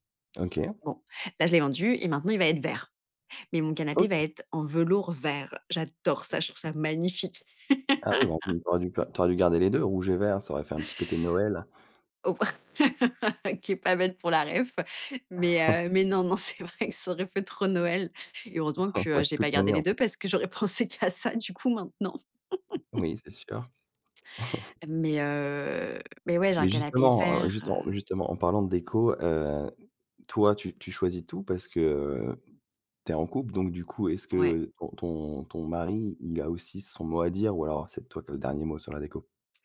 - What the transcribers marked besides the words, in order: chuckle; laugh; chuckle; laughing while speaking: "Ah"
- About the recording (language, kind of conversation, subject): French, podcast, Qu’est-ce qui fait qu’un endroit devient un chez-soi ?